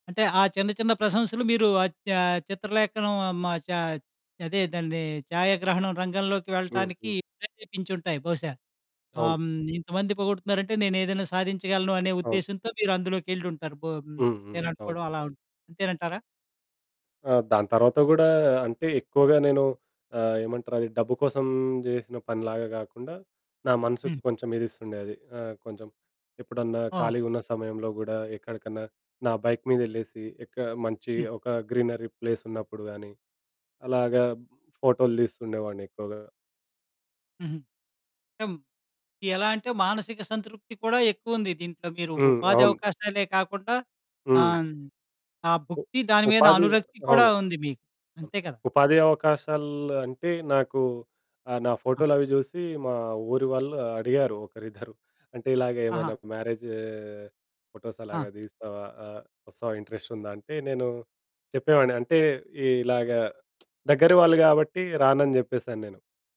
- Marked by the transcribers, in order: distorted speech; in English: "గ్రీనరీ ప్లేస్"; other background noise; in English: "ఫోటోస్"; in English: "ఇంట్రెస్ట్"; lip smack
- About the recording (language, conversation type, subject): Telugu, podcast, మీ లక్ష్యాల గురించి మీ కుటుంబంతో మీరు ఎలా చర్చిస్తారు?